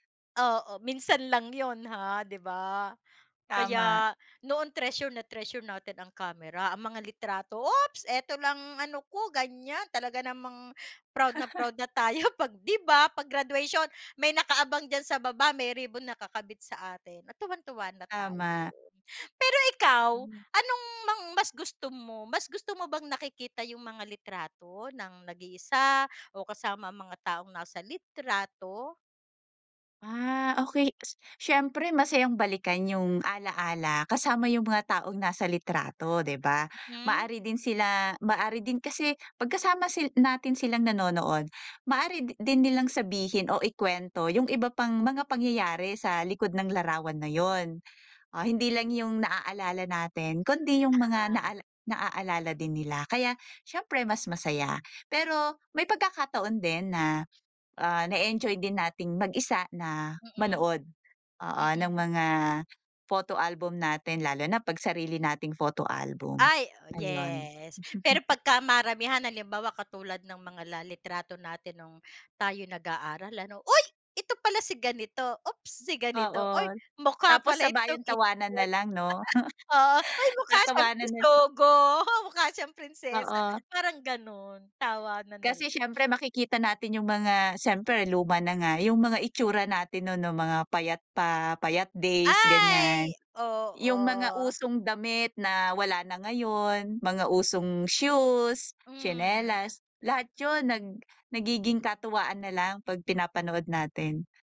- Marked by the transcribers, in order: laugh; laughing while speaking: "tayo"; tapping; chuckle; whoop; unintelligible speech; laugh; joyful: "Hoy, may mukha siyang bisogo, mukha siyang prinsesa"; laugh; other background noise
- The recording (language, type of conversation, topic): Filipino, unstructured, Ano ang pakiramdam mo kapag tinitingnan mo ang mga lumang litrato?